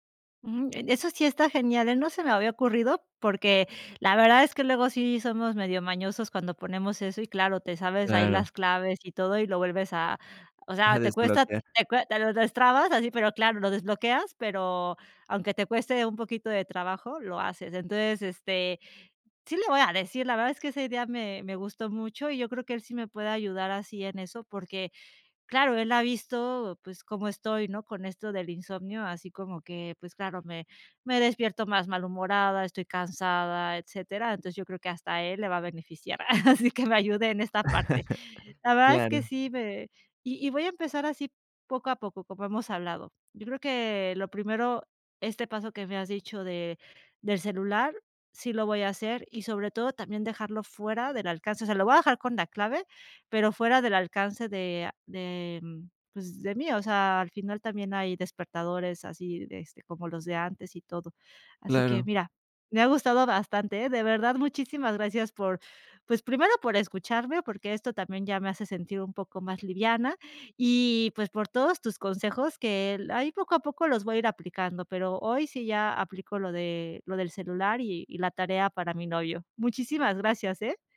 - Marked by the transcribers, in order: chuckle; laughing while speaking: "así que me ayude en esta parte"
- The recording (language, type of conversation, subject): Spanish, advice, ¿Cómo puedo manejar el insomnio por estrés y los pensamientos que no me dejan dormir?